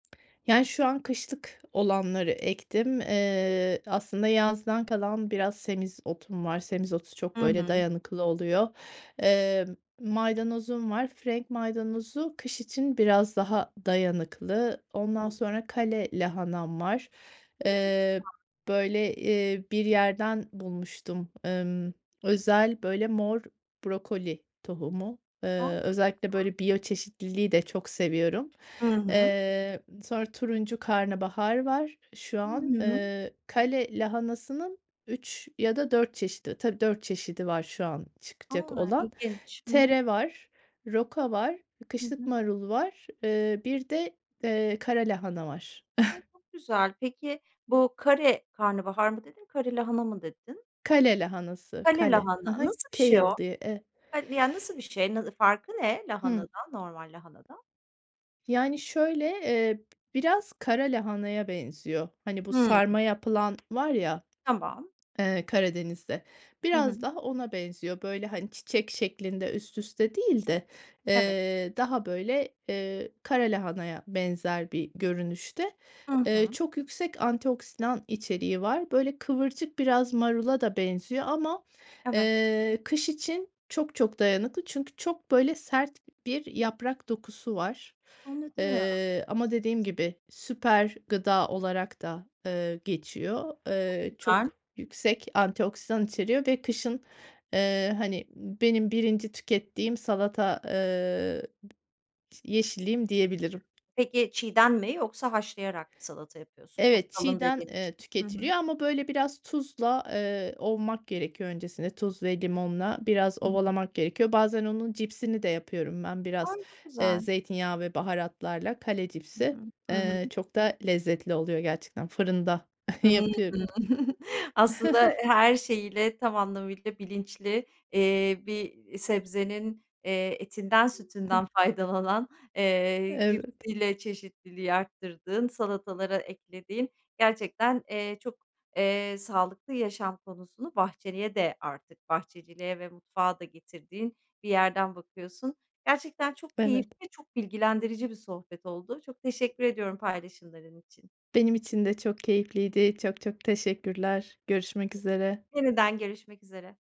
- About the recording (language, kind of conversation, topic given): Turkish, podcast, Balkon veya küçük ölçekte bahçecilik neden önemlidir, kısaca anlatır mısın?
- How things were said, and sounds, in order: other background noise; unintelligible speech; chuckle; tapping; chuckle; other noise; unintelligible speech